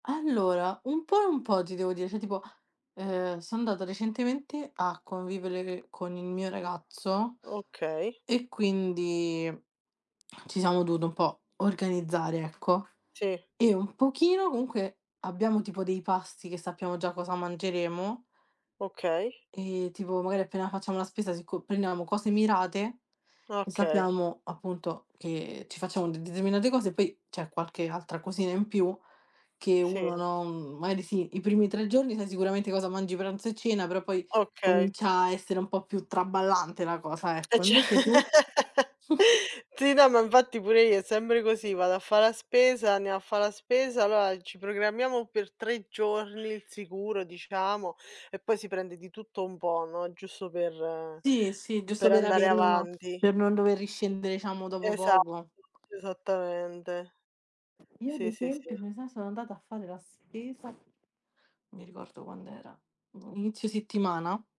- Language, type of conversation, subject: Italian, unstructured, Come scegli cosa mangiare durante la settimana?
- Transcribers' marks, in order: "sono" said as "so"; other background noise; laughing while speaking: "ce"; chuckle; tapping; chuckle; "sempre" said as "sembre"